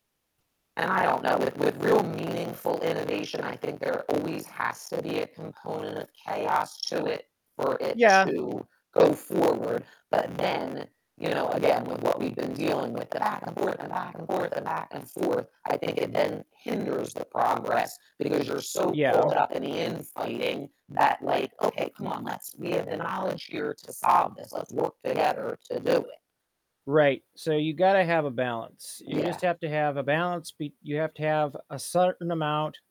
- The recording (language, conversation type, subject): English, unstructured, How do you think society can balance the need for order with the desire for creativity and innovation?
- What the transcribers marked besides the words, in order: distorted speech